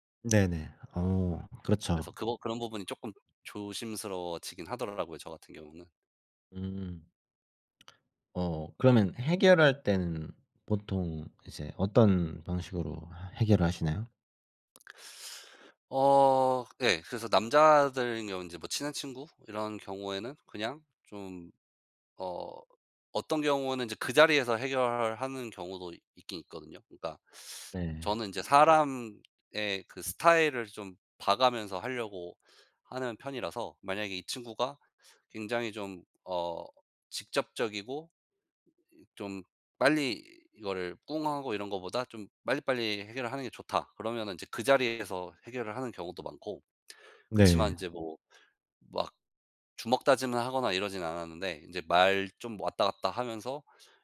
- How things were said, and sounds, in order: other background noise; teeth sucking; teeth sucking
- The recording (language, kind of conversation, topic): Korean, unstructured, 친구와 갈등이 생겼을 때 어떻게 해결하나요?